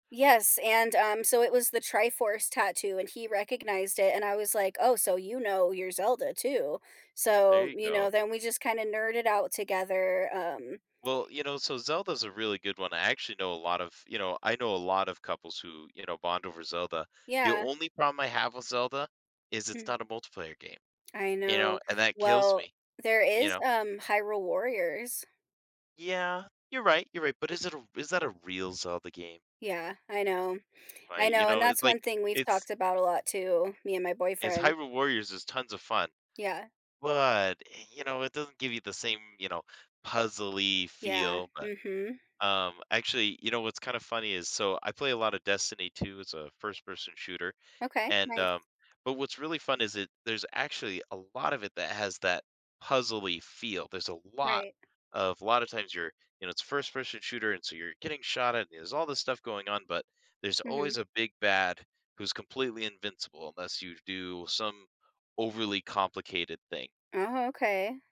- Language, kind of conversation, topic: English, unstructured, How do you balance your own interests with shared activities in a relationship?
- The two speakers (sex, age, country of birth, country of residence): female, 30-34, United States, United States; male, 35-39, United States, United States
- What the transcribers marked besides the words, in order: other background noise